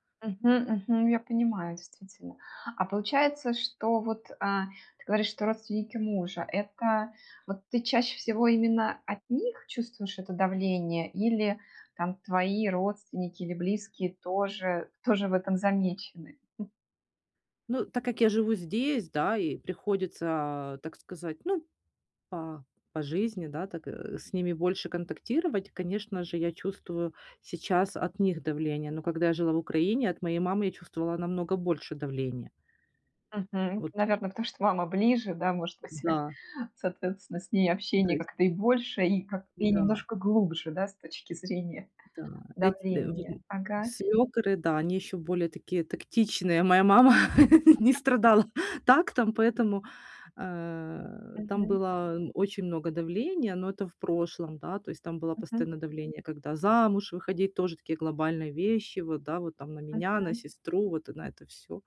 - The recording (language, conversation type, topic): Russian, advice, Как справляться с давлением со стороны общества и стереотипов?
- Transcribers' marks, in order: other noise; chuckle; unintelligible speech; laugh